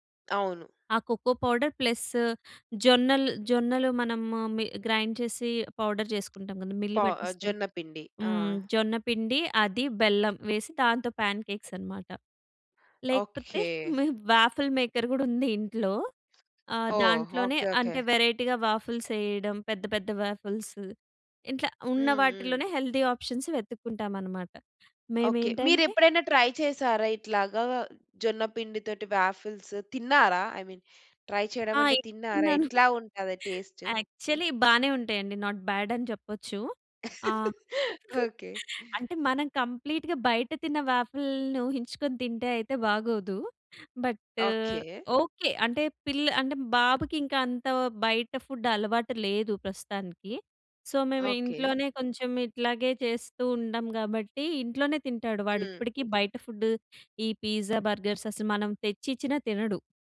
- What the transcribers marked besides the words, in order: in English: "కోకో పౌడర్ ప్లస్"; in English: "గ్రైండ్"; in English: "పౌడర్"; in English: "పాన్ కేక్స్"; in English: "వాఫల్ మేకర్"; in English: "వెరైటీగా వాఫిల్స్"; in English: "హెల్తీ ఆప్షన్స్"; in English: "ట్రై"; in English: "వాఫిల్స్"; in English: "ఐ మీన్ ట్రై"; chuckle; in English: "యాక్చువలీ"; in English: "టేస్ట్?"; in English: "నాట్ బాడ్"; laugh; chuckle; in English: "కంప్లీట్‌గా"; in English: "వాఫిల్‌ని"; in English: "ఫుడ్"; in English: "సో"; in English: "ఫుడ్"; in English: "పిజ్జా, బర్గర్స్"
- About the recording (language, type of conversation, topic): Telugu, podcast, బడ్జెట్‌లో ఆరోగ్యకరంగా తినడానికి మీ సూచనలు ఏమిటి?